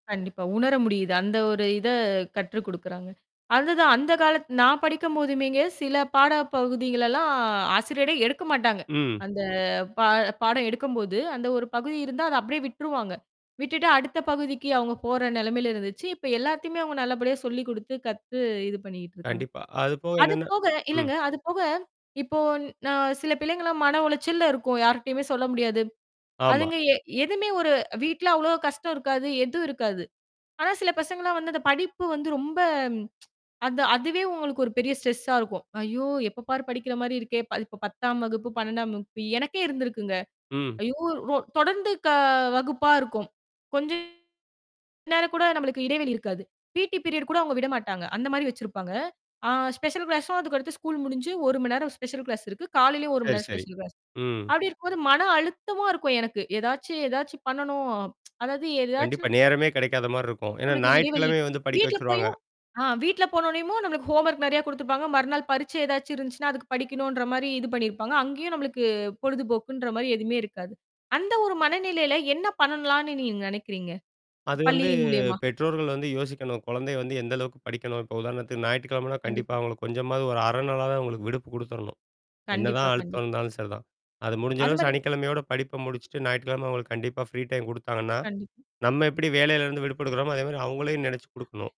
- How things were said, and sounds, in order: static; other background noise; tapping; tsk; in English: "ஸ்ட்ரெஸ்ஸா"; distorted speech; in English: "பி.டி பீரியட்"; in English: "ஸ்பெஷல் கிளாஸும்"; in English: "ஸ்கூல்"; in English: "ஸ்பெஷல் கிளாஸ்"; in English: "ஸ்பெஷல் கிளாஸ்"; tsk; in English: "ஹோம்வொர்க்"; other noise; in English: "ஃப்ரீ டைம்"
- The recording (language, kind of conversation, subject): Tamil, podcast, பள்ளிகளில் மனநல உதவிகள் ஏன் அவசியமாகின்றன?